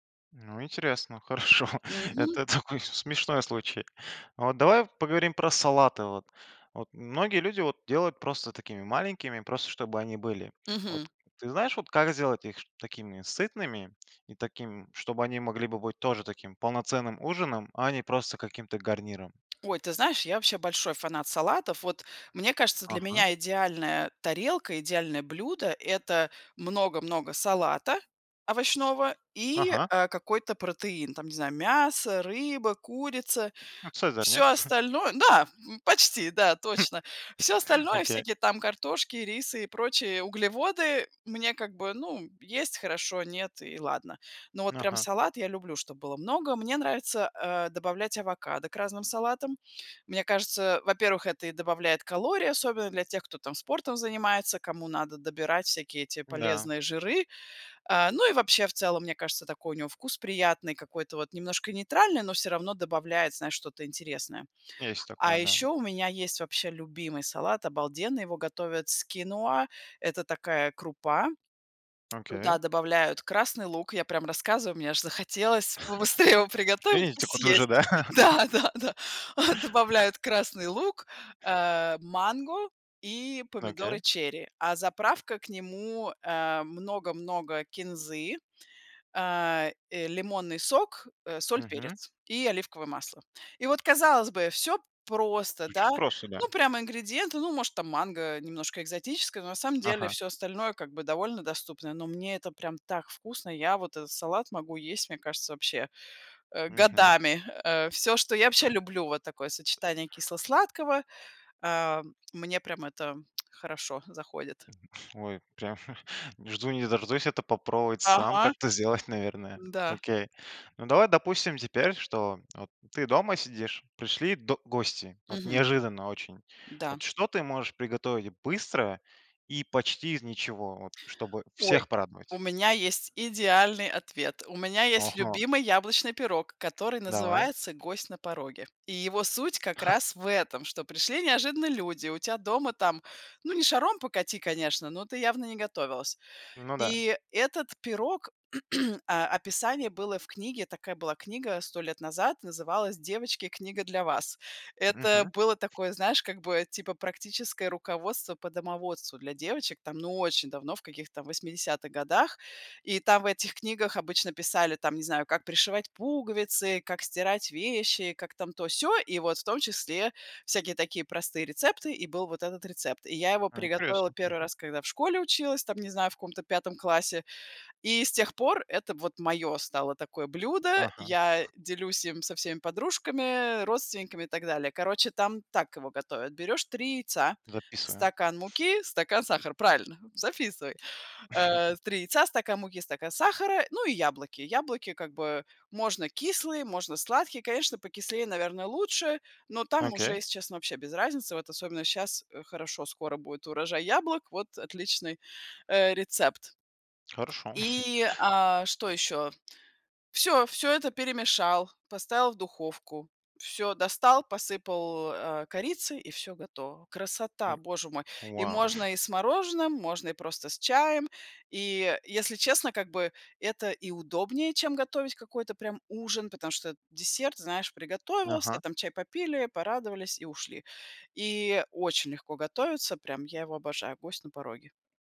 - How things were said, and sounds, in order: laughing while speaking: "хорошо. Это такой с смешной случай"; tsk; tapping; chuckle; laugh; laugh; laughing while speaking: "побыстрее его приготовить и съесть! Да-да-да! А, добавляют"; chuckle; chuckle; tsk; other noise; chuckle; chuckle; throat clearing; other background noise; chuckle; chuckle; snort
- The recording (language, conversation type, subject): Russian, podcast, Как вы успеваете готовить вкусный ужин быстро?